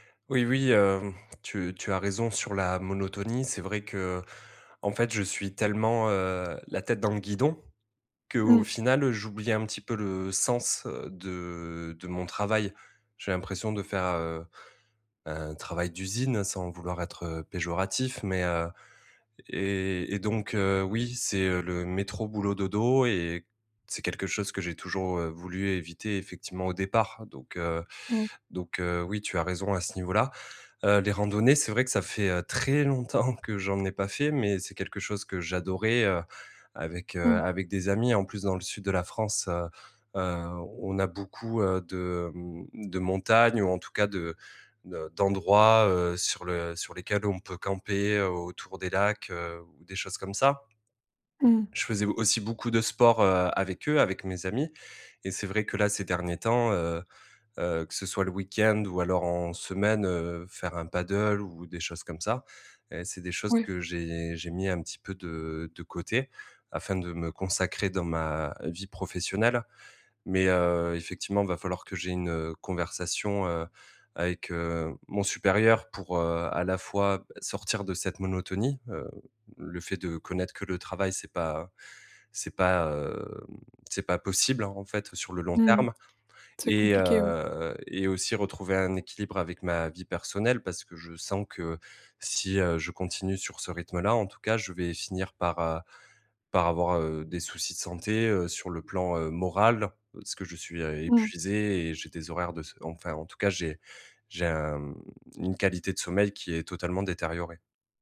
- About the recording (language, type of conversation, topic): French, advice, Comment l’épuisement professionnel affecte-t-il votre vie personnelle ?
- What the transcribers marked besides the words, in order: laughing while speaking: "longtemps"; other background noise; drawn out: "heu"